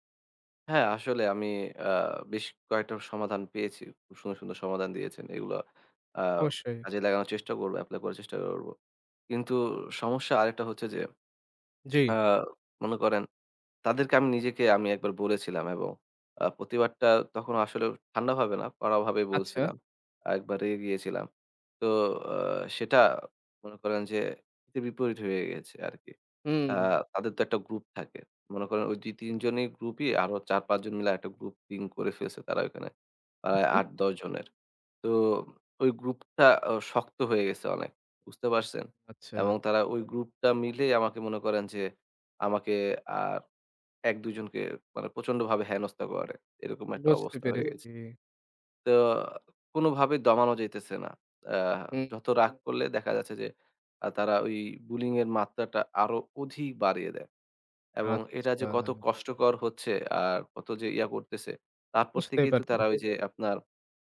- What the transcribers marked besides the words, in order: tapping; other background noise
- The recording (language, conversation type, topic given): Bengali, advice, জিমে লজ্জা বা অন্যদের বিচারে অস্বস্তি হয় কেন?